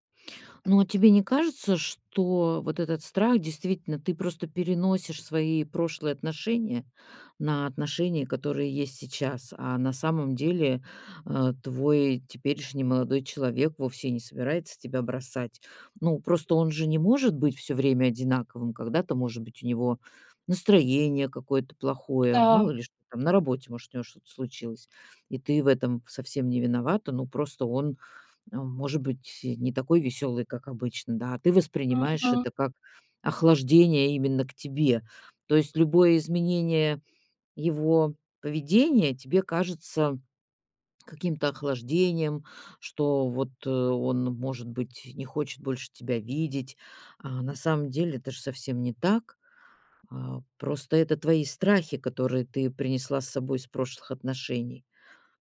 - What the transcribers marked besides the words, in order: none
- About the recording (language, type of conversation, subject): Russian, advice, Как перестать бояться, что меня отвергнут и осудят другие?